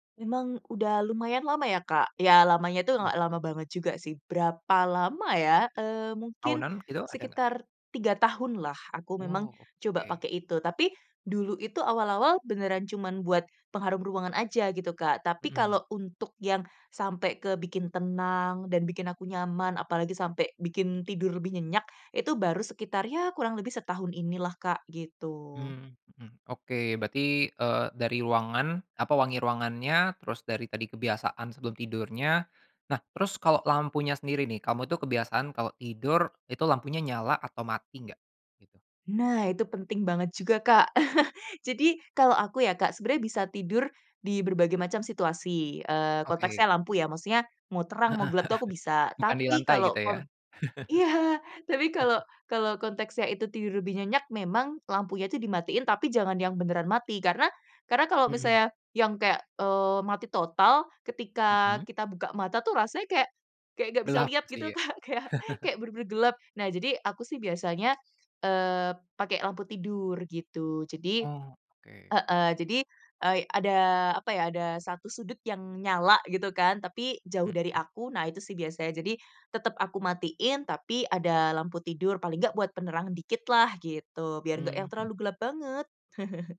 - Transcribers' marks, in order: chuckle; laughing while speaking: "heeh"; laugh; laugh; laughing while speaking: "Kak"; chuckle
- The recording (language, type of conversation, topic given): Indonesian, podcast, Ada ritual malam yang bikin tidurmu makin nyenyak?